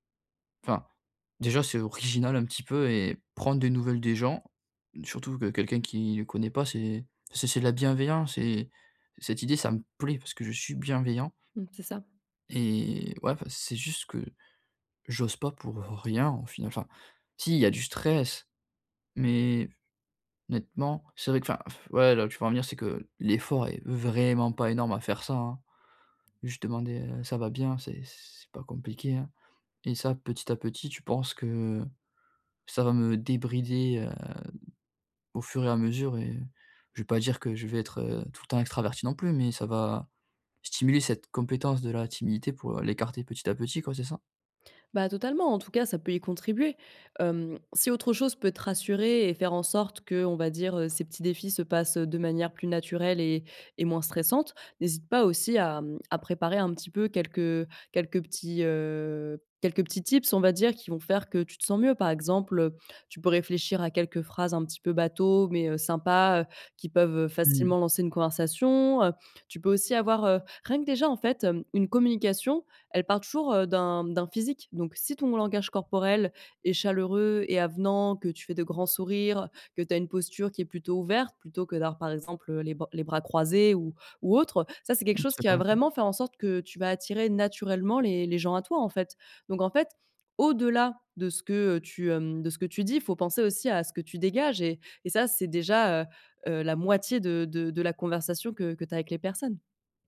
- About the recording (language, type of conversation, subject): French, advice, Comment surmonter ma timidité pour me faire des amis ?
- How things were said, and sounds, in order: stressed: "plaît"; stressed: "bienveillant"; drawn out: "Et"; drawn out: "heu"; drawn out: "heu"; other background noise